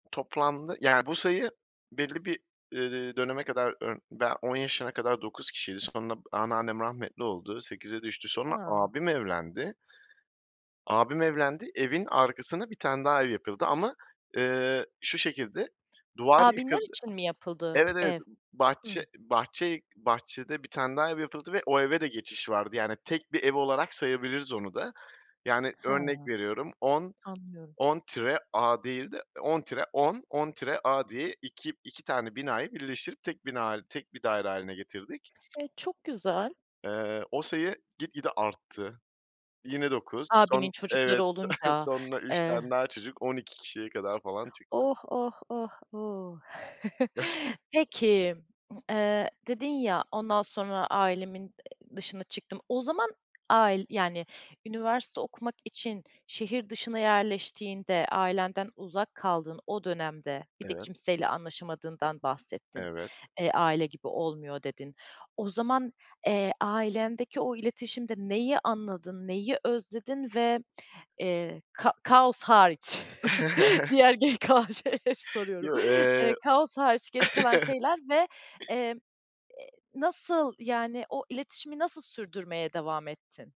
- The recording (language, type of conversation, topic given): Turkish, podcast, Ailenle yaşadığın iletişim sorunlarını genelde nasıl çözersin?
- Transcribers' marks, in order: tapping; other background noise; chuckle; drawn out: "oh!"; chuckle; unintelligible speech; chuckle; laughing while speaking: "diğer geri kalan şeyleri soruyorum"; chuckle; chuckle